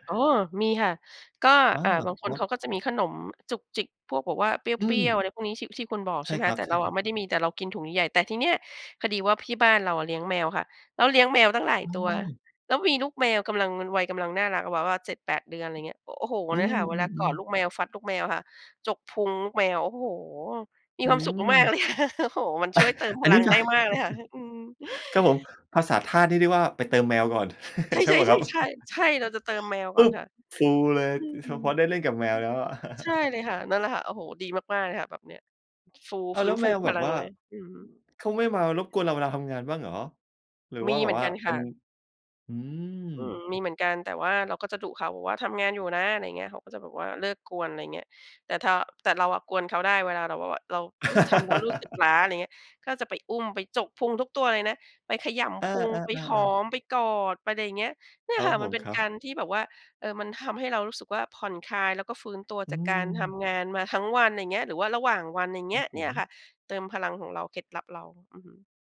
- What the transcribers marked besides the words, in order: laughing while speaking: "เลยค่ะ โอ้โฮ"; chuckle; chuckle; chuckle; other noise; laugh
- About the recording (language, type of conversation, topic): Thai, podcast, เวลาเหนื่อยจากงาน คุณทำอะไรเพื่อฟื้นตัวบ้าง?